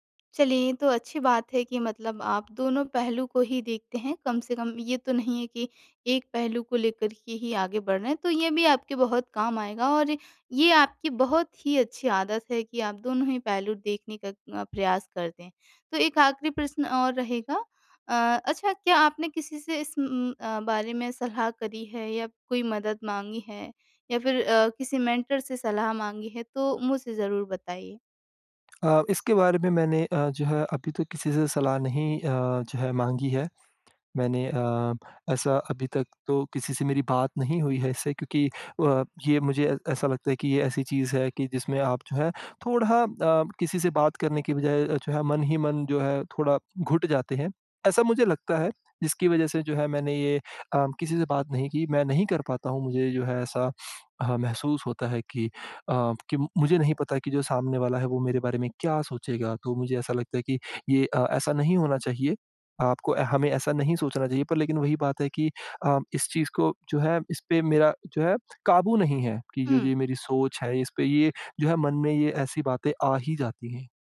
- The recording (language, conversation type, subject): Hindi, advice, विकास के लिए आलोचना स्वीकार करने में मुझे कठिनाई क्यों हो रही है और मैं क्या करूँ?
- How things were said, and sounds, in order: tapping; in English: "मेंटर"